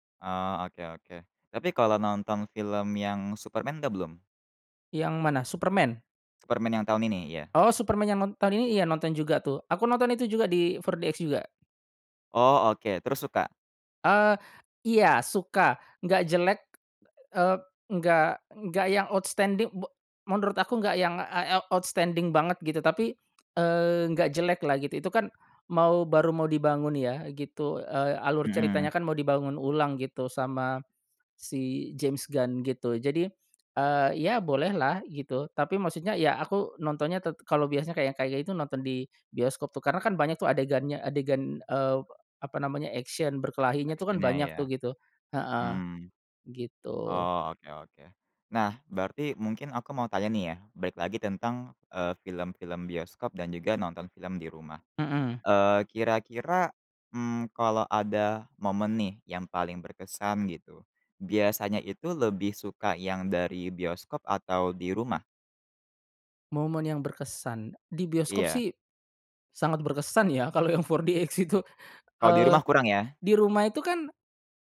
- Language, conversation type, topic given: Indonesian, podcast, Bagaimana pengalamanmu menonton film di bioskop dibandingkan di rumah?
- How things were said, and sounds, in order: in English: "4DX"; in English: "outstanding"; in English: "outstanding"; other background noise; in English: "action"; in English: "Action-nya"; other weather sound; laughing while speaking: "kalau yang 4DX itu"; in English: "4DX"